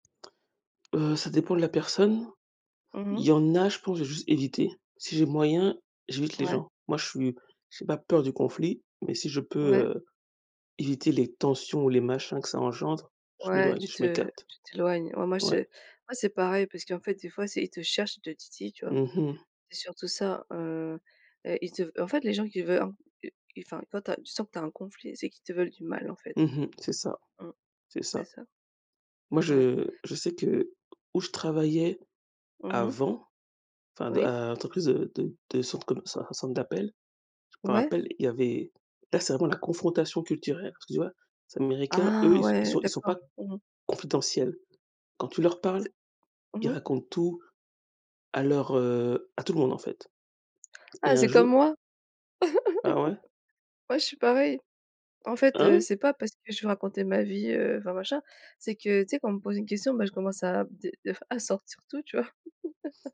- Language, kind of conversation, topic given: French, unstructured, Comment gérer un conflit au travail ou à l’école ?
- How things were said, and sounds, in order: stressed: "avant"; tapping; laugh; surprised: "Hein ?"; laugh